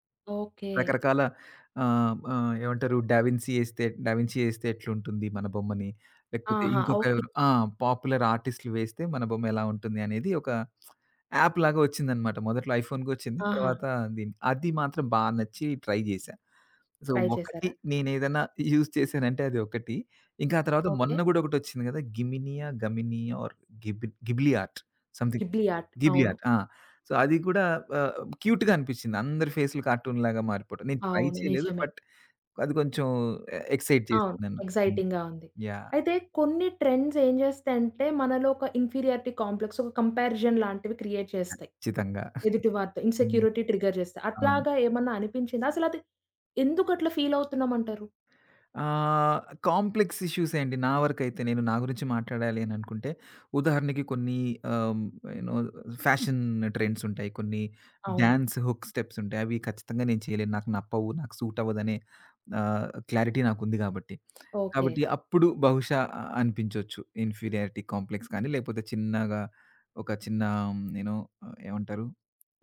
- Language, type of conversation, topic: Telugu, podcast, సోషల్ మీడియా ట్రెండ్‌లు మీపై ఎలా ప్రభావం చూపిస్తాయి?
- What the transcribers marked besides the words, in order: in English: "పాపులర్"; other background noise; in English: "ట్రై"; in English: "సో"; in English: "ట్రై"; in English: "యూజ్"; in English: "ఆర్"; in English: "గిబ్లీ ఆర్ట్. సంథింగ్. గిబ్లి ఆట్"; in English: "గిబ్లి ఆర్ట్"; in English: "సో"; in English: "క్యూట్‌గా"; in English: "ట్రై"; in English: "బట్"; in English: "ఎ ఎక్సైట్"; in English: "ఎక్సైటింగ్‌గా"; in English: "ట్రెండ్స్"; in English: "ఇన్ఫీరియర్టీ కాంప్లెక్స్"; in English: "కంపారిజన్"; in English: "క్రియేట్"; in English: "ఇన్‌సెక్యూరిటీ ట్రిగర్"; chuckle; in English: "ఫీల్"; in English: "కాంప్లెక్స్"; in English: "ఫ్యాషన్ ట్రెండ్స్"; in English: "డాన్స్ హుక్ స్టెప్స్"; in English: "సూట్"; in English: "క్లారిటీ"; in English: "ఇన్ఫీరియారిటీ కాంప్లెక్స్"